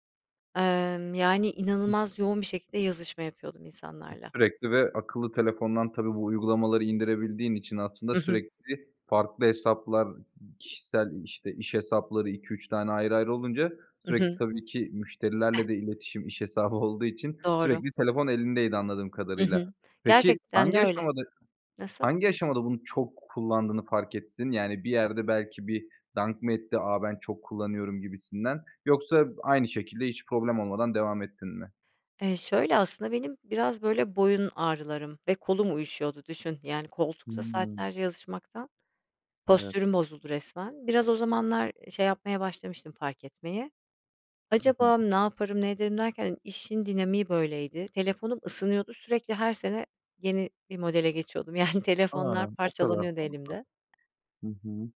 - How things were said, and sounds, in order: unintelligible speech
- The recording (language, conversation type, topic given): Turkish, podcast, Telefon bağımlılığıyla başa çıkmanın yolları nelerdir?